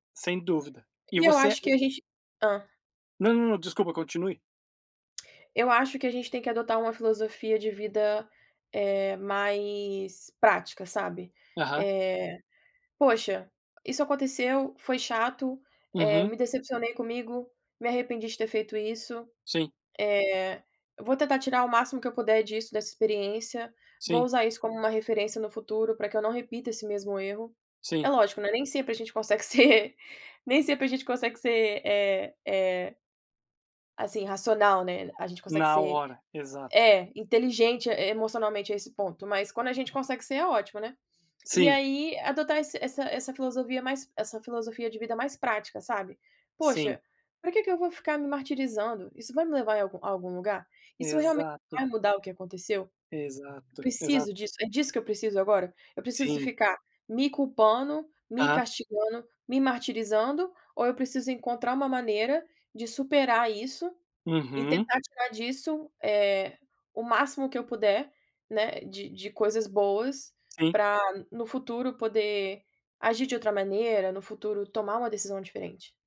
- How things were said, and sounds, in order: unintelligible speech; tongue click; tapping; laughing while speaking: "ser"; other background noise
- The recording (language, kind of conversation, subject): Portuguese, podcast, Como você lida com arrependimentos das escolhas feitas?